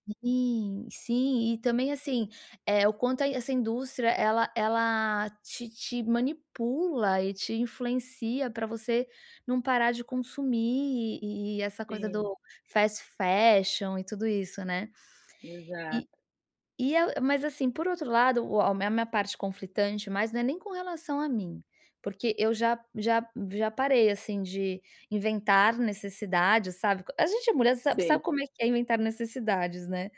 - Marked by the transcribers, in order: in English: "fast fashion"
- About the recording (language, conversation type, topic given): Portuguese, advice, Como posso reconciliar o que compro com os meus valores?